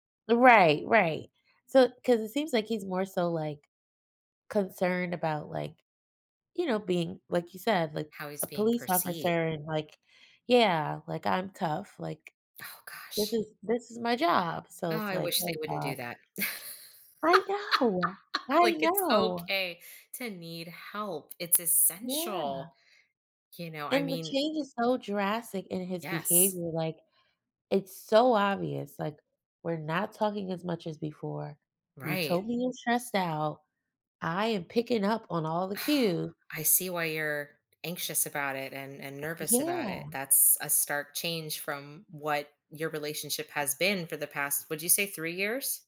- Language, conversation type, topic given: English, advice, How can I support my partner through a tough time?
- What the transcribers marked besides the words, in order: laugh; other background noise